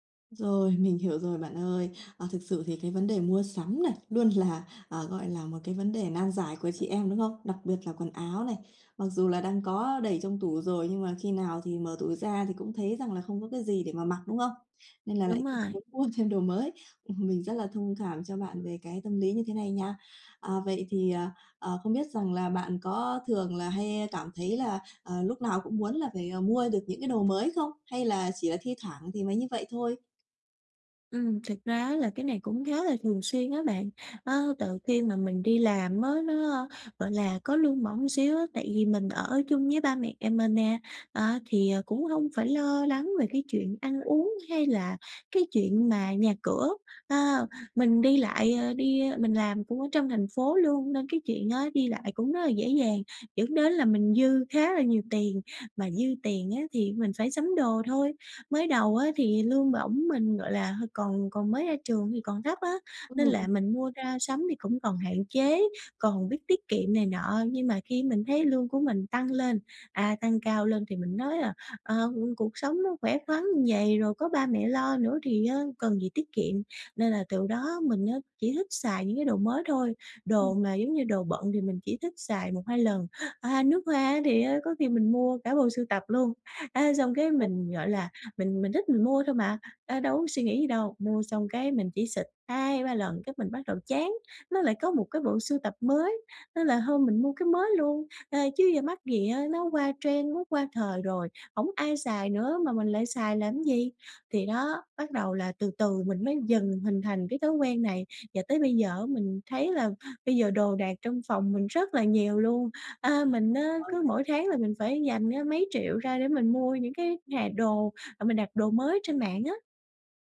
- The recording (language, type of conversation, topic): Vietnamese, advice, Làm sao để hài lòng với những thứ mình đang có?
- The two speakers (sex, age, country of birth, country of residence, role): female, 20-24, Vietnam, Vietnam, user; female, 30-34, Vietnam, Vietnam, advisor
- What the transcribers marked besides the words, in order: tapping; laughing while speaking: "là"; laughing while speaking: "Ừm"; unintelligible speech; "như" said as "ưn"; unintelligible speech; unintelligible speech; in English: "trend"; unintelligible speech